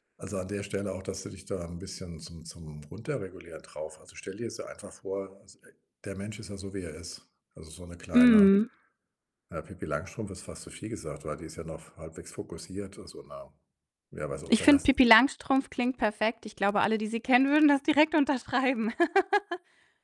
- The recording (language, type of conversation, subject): German, advice, Wie kann ich besser mit Kritik umgehen, ohne emotional zu reagieren?
- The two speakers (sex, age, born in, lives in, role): female, 30-34, Germany, Germany, user; male, 60-64, Germany, Germany, advisor
- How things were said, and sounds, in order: distorted speech; tapping; joyful: "würden das direkt unterschreiben"; laugh